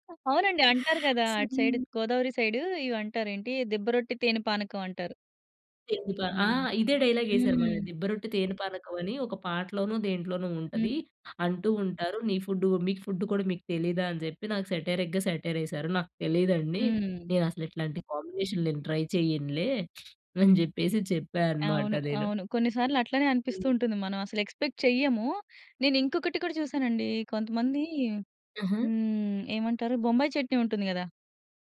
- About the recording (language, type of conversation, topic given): Telugu, podcast, పొసగని రుచి కలయికల్లో మీకు అత్యంత నచ్చిన ఉదాహరణ ఏది?
- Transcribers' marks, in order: in English: "సైడ్"; in English: "ట్రై"; other background noise; in English: "ఎక్స్‌పెక్ట్"